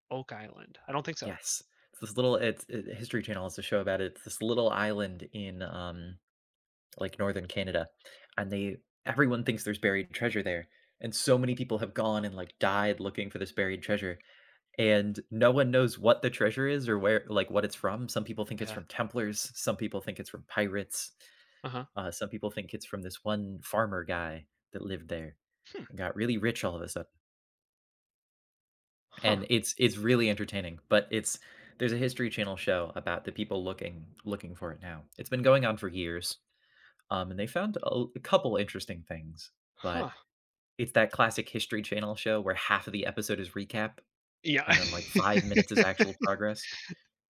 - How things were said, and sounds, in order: tapping; laugh
- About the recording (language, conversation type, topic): English, unstructured, Which historical mystery would you most like to solve?
- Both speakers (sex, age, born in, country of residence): male, 20-24, United States, United States; male, 30-34, United States, United States